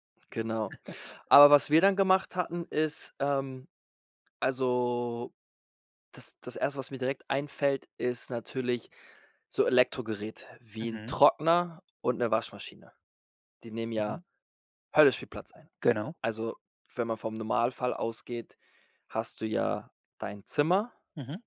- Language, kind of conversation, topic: German, podcast, Was sind deine besten Tipps, um eine kleine Wohnung optimal einzurichten?
- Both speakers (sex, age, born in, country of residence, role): male, 25-29, Germany, Spain, guest; male, 40-44, Germany, United States, host
- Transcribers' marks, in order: chuckle; other background noise; drawn out: "also"